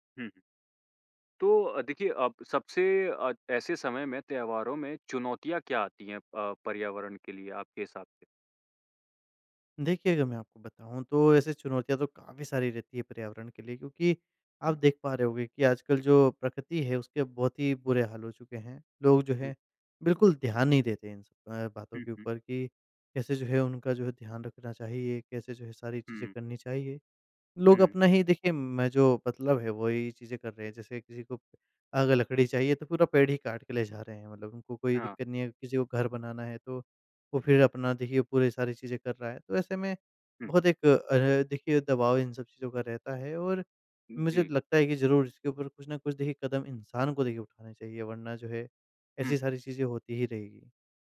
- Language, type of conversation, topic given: Hindi, podcast, त्योहारों को अधिक पर्यावरण-अनुकूल कैसे बनाया जा सकता है?
- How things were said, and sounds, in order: none